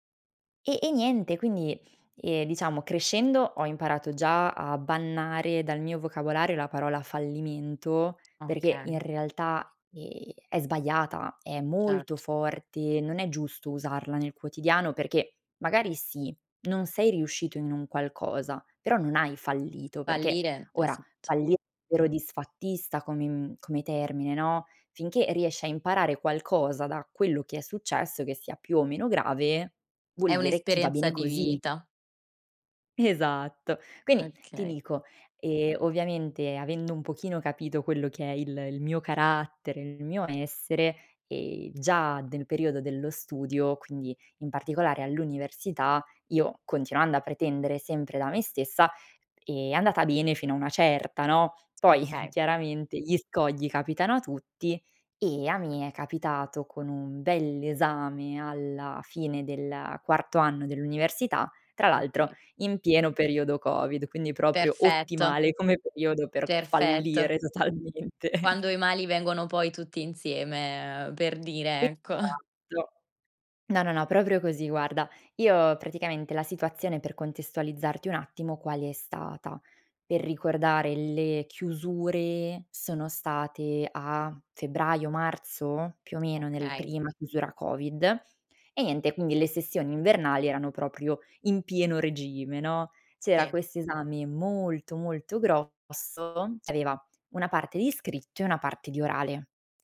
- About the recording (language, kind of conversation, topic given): Italian, podcast, Raccontami di una volta in cui hai fallito e cosa hai imparato?
- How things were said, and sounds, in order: in English: "bannare"; tapping; "Quindi" said as "quini"; other background noise; chuckle; laughing while speaking: "totalmente"; laughing while speaking: "ecco"; drawn out: "molto"